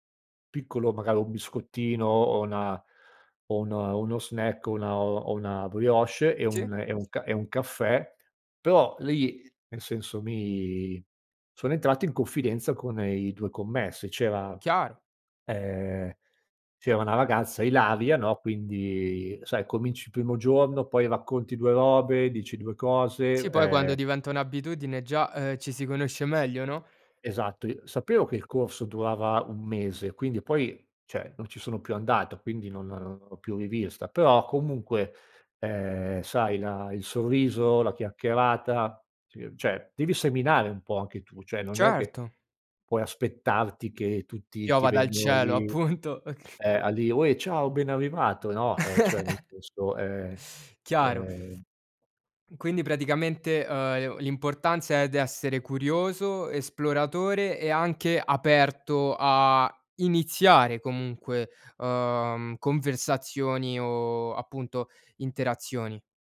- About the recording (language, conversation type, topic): Italian, podcast, Come si supera la solitudine in città, secondo te?
- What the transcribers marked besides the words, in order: tapping; "cioè" said as "ceh"; "cioè" said as "ceh"; laughing while speaking: "appunto, ok"; laugh